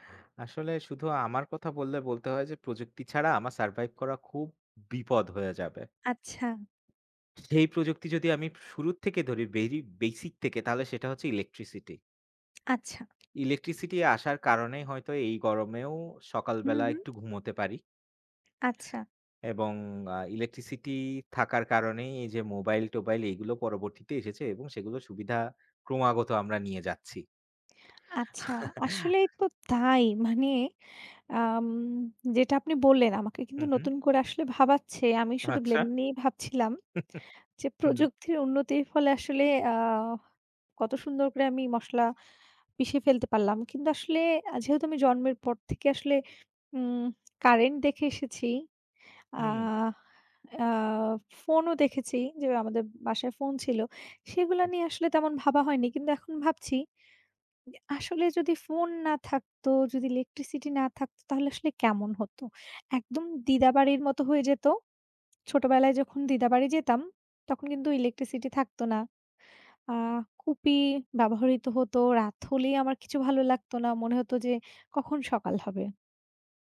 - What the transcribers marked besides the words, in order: in English: "survive"; chuckle; laughing while speaking: "আচ্ছা"; chuckle
- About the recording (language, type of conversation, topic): Bengali, unstructured, তোমার জীবনে প্রযুক্তি কী ধরনের সুবিধা এনে দিয়েছে?